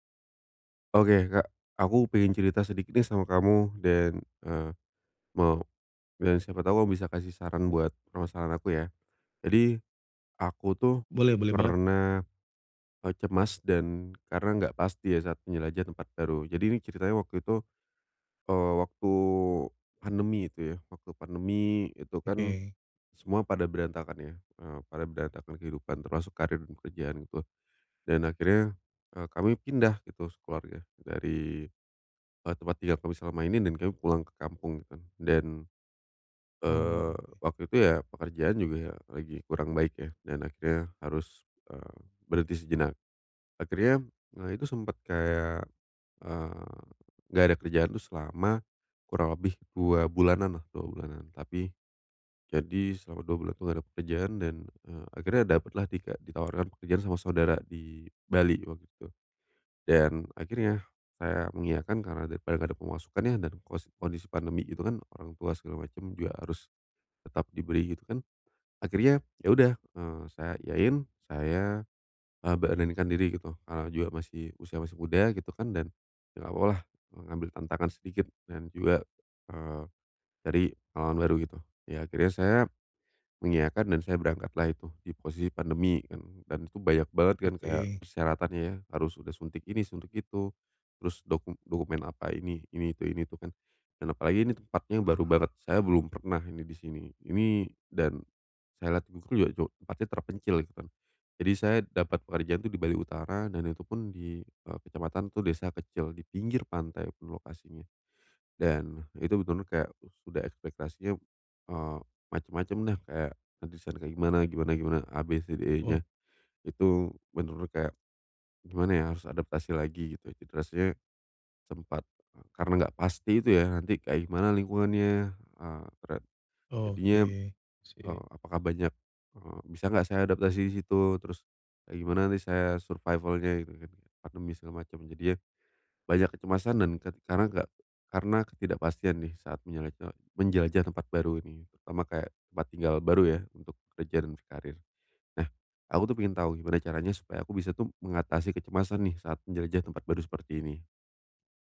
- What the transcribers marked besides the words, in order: tapping; alarm; in English: "survival-nya"
- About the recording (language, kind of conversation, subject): Indonesian, advice, Bagaimana cara mengatasi kecemasan dan ketidakpastian saat menjelajahi tempat baru?